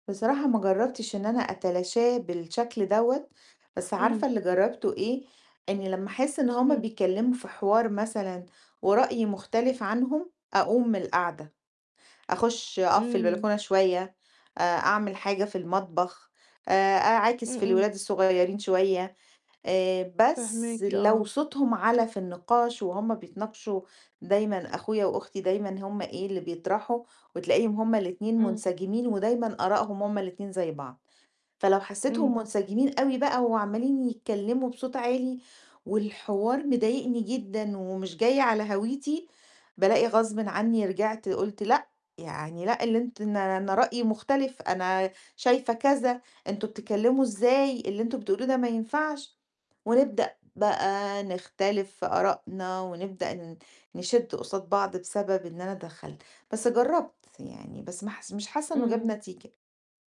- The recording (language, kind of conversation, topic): Arabic, advice, إزاي نقدر نتكلم عن خلافنا بصراحة واحترام من غير ما نجرح بعض؟
- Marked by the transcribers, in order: none